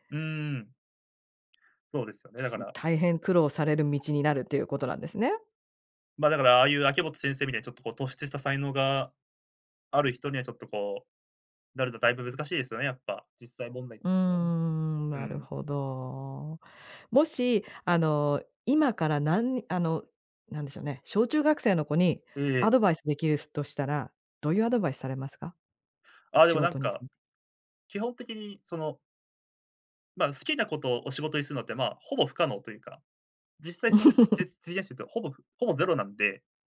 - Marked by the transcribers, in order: other background noise; other noise; laugh
- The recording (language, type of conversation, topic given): Japanese, podcast, 好きなことを仕事にすべきだと思いますか？